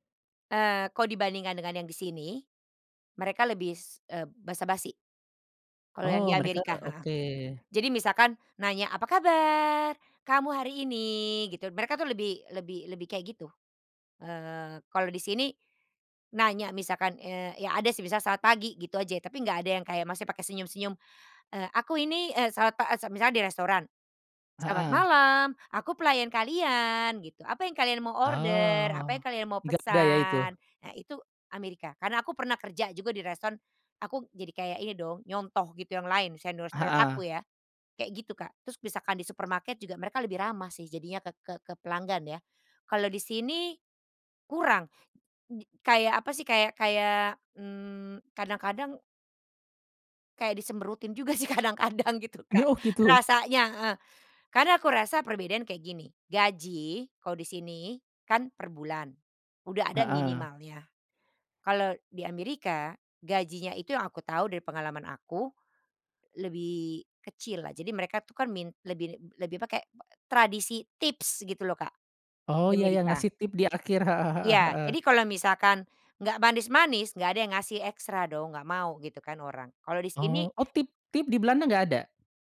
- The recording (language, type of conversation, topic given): Indonesian, podcast, Pernahkah kamu mengalami stereotip budaya, dan bagaimana kamu meresponsnya?
- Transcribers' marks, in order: "lebih" said as "lebis"; put-on voice: "Selamat malam! Aku pelayan kalian"; put-on voice: "apa yang kalian mau order? Apa yang kalian mau pesan?"; "dicemberutin" said as "disembrutin"; laughing while speaking: "sih kadang-kadang gitu Kak"